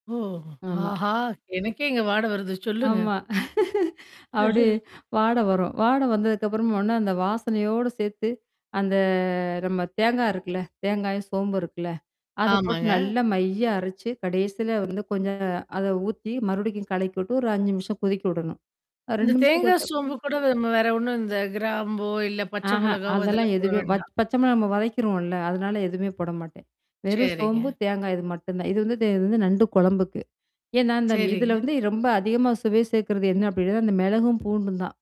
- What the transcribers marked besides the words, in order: static; laugh; chuckle; other background noise; drawn out: "அந்த"; distorted speech
- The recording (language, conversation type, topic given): Tamil, podcast, உங்கள் வீட்டில் சமைக்கும் உணவுகள் உங்கள் அடையாளத்தை எவ்வாறு வெளிப்படுத்துகின்றன?